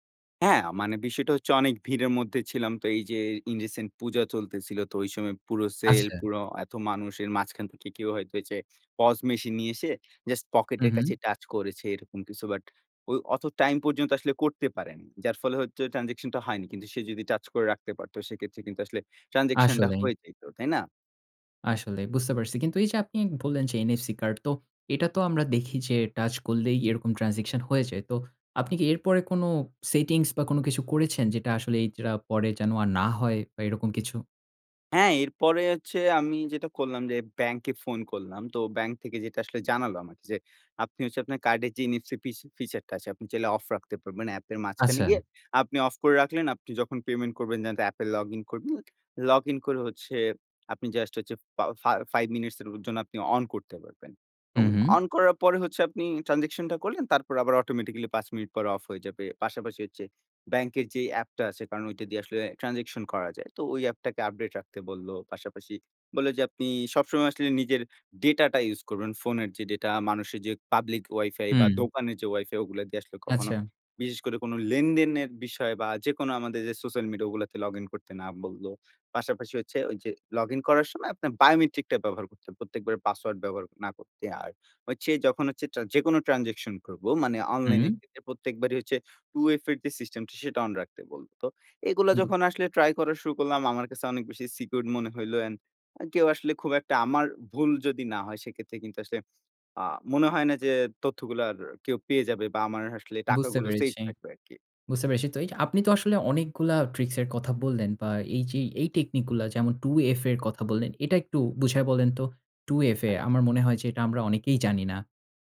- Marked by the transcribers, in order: in English: "ইন রিসেন্ট"; tapping; in English: "অটোমেটিক্যালি"; other background noise; in English: "সিকিউরড"
- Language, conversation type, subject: Bengali, podcast, আপনি অনলাইনে লেনদেন কীভাবে নিরাপদ রাখেন?